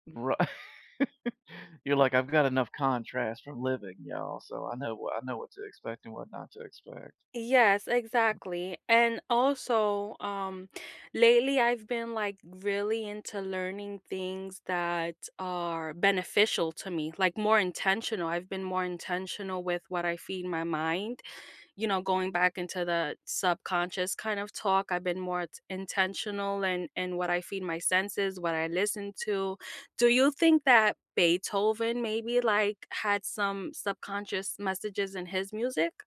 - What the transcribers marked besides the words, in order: laughing while speaking: "Right"
- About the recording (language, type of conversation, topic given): English, unstructured, What is the best way to learn something new?